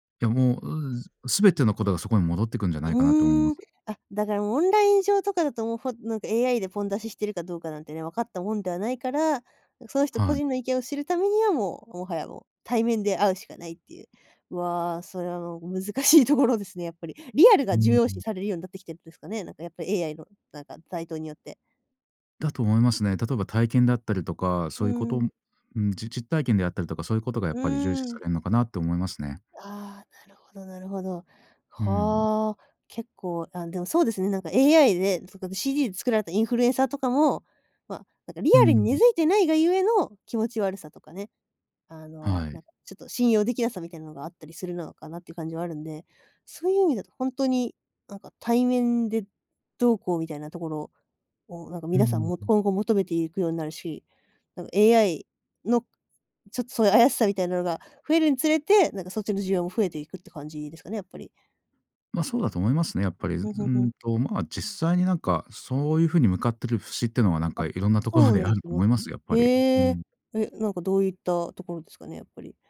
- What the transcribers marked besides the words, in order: other background noise; laughing while speaking: "難しいところですね"; in English: "インフルエンサー"; tapping; laughing while speaking: "いろんなところであると"
- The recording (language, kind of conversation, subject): Japanese, podcast, AIやCGのインフルエンサーをどう感じますか？